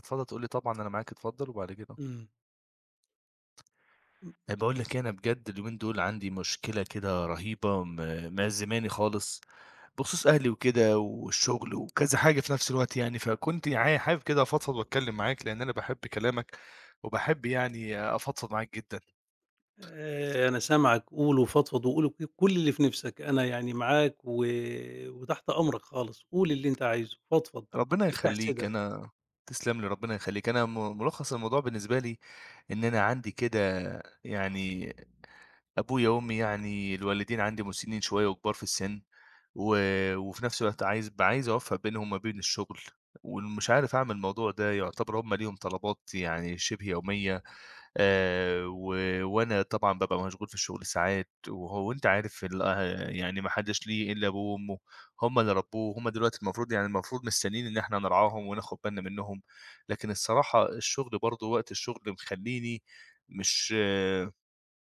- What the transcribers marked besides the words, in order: tapping; other background noise
- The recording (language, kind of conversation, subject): Arabic, advice, إزاي أوازن بين شغلي ورعاية أبويا وأمي الكبار في السن؟